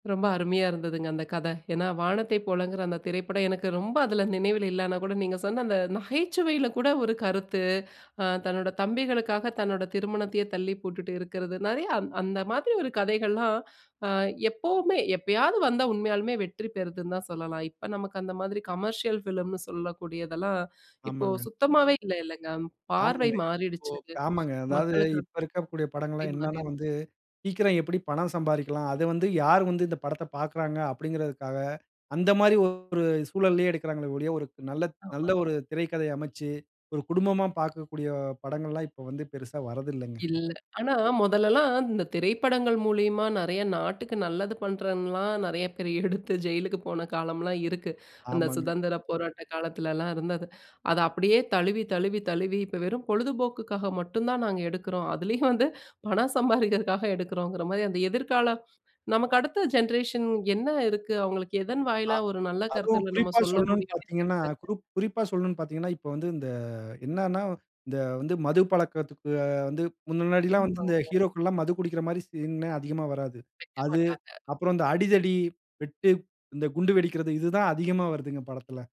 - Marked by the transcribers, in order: in English: "கமர்ஷியல் ஃபிலிம்ன்னு"; other background noise; laughing while speaking: "அதிலயும் வந்து, பணம் சம்பாதிக்கிறதுக்காக"; in English: "ஜென்ரேஷன்"; unintelligible speech; in English: "சீன்"
- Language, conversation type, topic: Tamil, podcast, சினிமா கதைகள் நம் மனதை எவ்வாறு ஊக்குவிக்கின்றன?